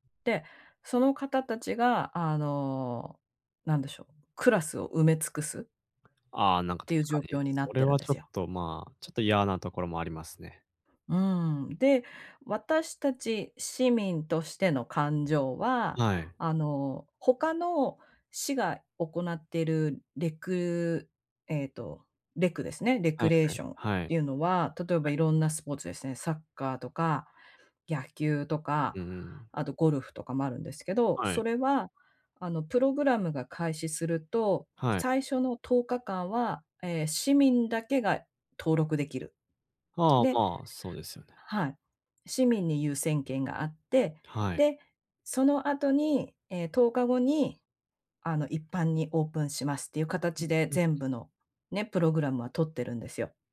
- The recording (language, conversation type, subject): Japanese, advice, 反論すべきか、それとも手放すべきかをどう判断すればよいですか？
- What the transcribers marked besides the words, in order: none